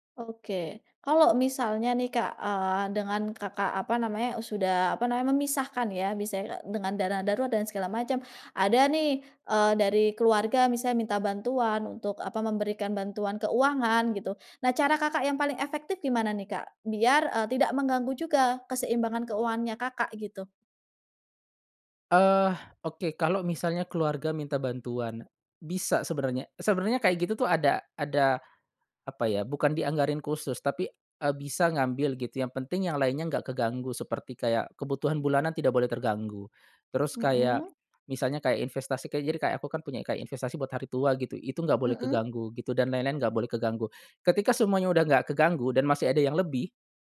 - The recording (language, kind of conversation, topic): Indonesian, podcast, Bagaimana kamu menyeimbangkan uang dan kebahagiaan?
- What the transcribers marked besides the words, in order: none